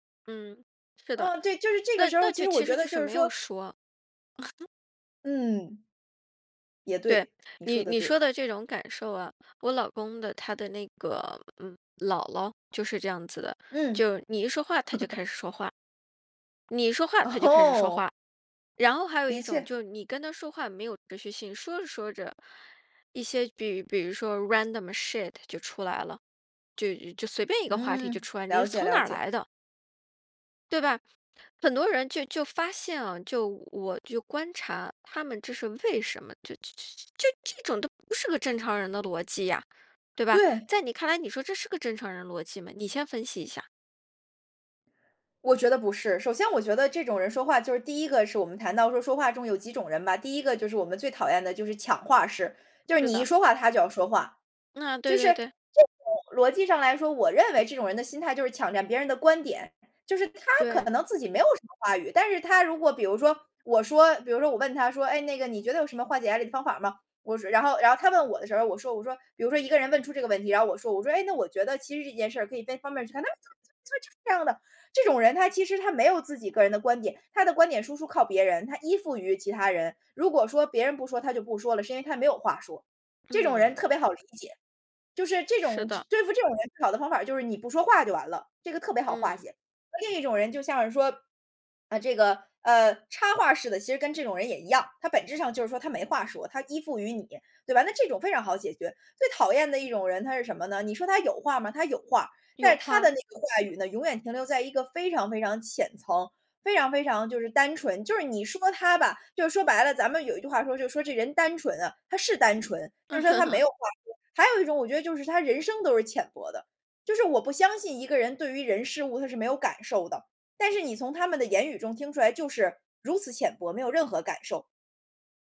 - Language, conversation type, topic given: Chinese, podcast, 你从大自然中学到了哪些人生道理？
- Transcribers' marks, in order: chuckle; giggle; laughing while speaking: "哦！"; "确" said as "切"; in English: "random shit"; unintelligible speech; tapping; other background noise; laugh